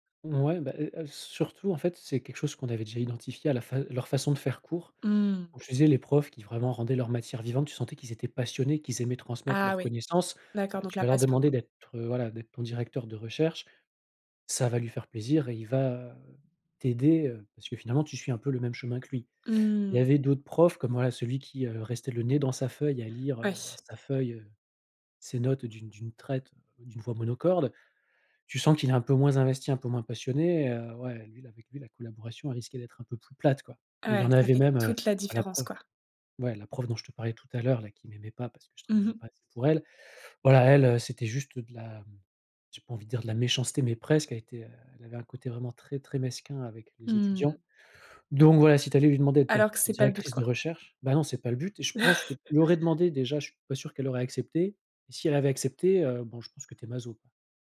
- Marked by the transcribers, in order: stressed: "surtout"; stressed: "toute"; other background noise; chuckle
- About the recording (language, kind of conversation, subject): French, podcast, Peux-tu nous parler d’un mentor ou d’un professeur que tu n’oublieras jamais ?